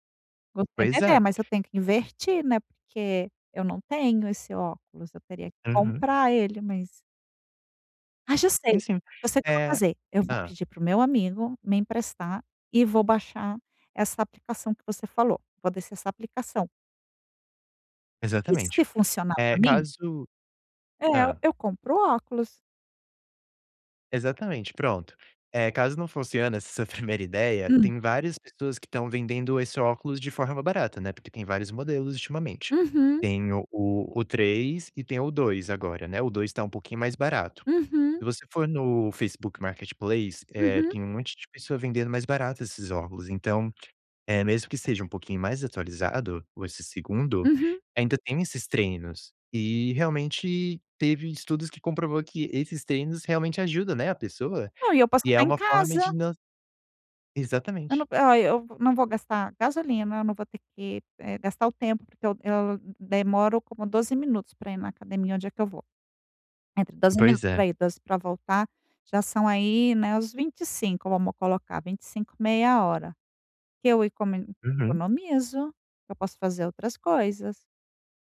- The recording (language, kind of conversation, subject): Portuguese, advice, Como posso variar minha rotina de treino quando estou entediado(a) com ela?
- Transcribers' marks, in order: "investir" said as "invertir"; laughing while speaking: "essa sua primeira"